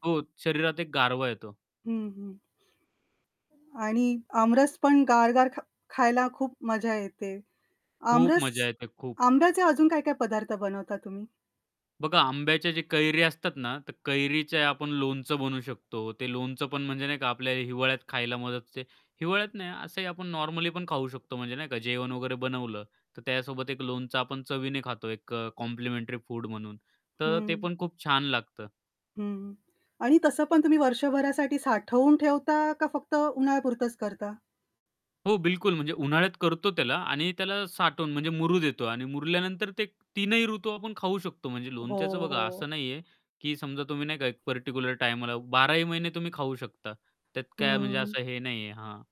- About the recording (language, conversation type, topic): Marathi, podcast, तुमच्या स्वयंपाकात ऋतूनुसार कोणते बदल होतात?
- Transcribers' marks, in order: static; other background noise; distorted speech; in English: "कॉम्प्लिमेंटरी"